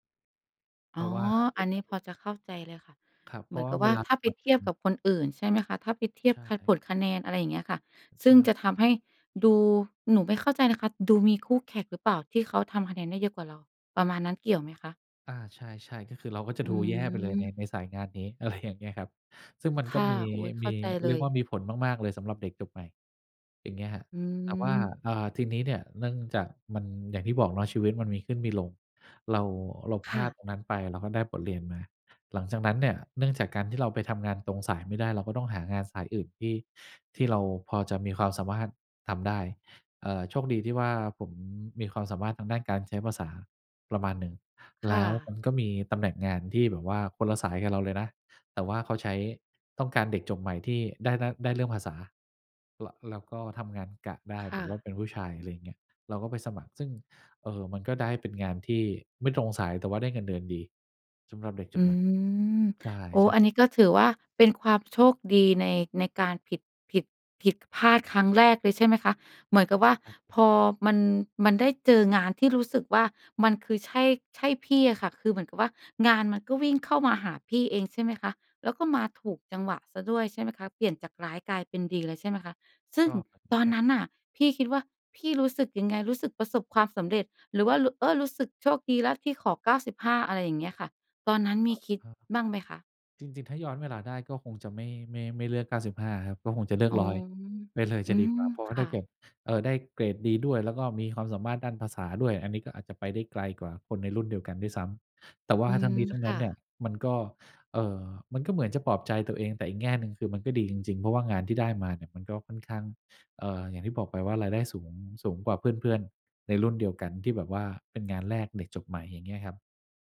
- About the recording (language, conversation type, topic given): Thai, podcast, เล่าเหตุการณ์ที่คุณได้เรียนรู้จากความผิดพลาดให้ฟังหน่อยได้ไหม?
- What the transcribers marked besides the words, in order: laughing while speaking: "อะไร"; other background noise